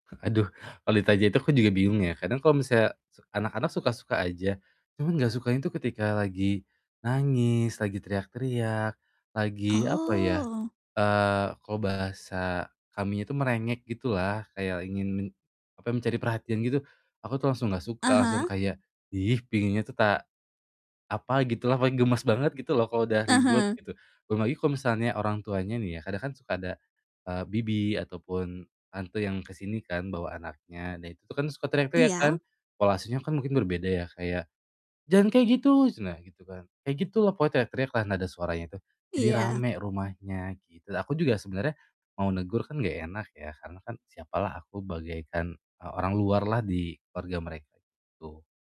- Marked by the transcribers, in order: distorted speech; tapping
- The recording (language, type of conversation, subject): Indonesian, advice, Mengapa saya sulit rileks meski sedang berada di rumah?
- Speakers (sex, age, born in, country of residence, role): female, 20-24, Indonesia, Indonesia, advisor; male, 25-29, Indonesia, Indonesia, user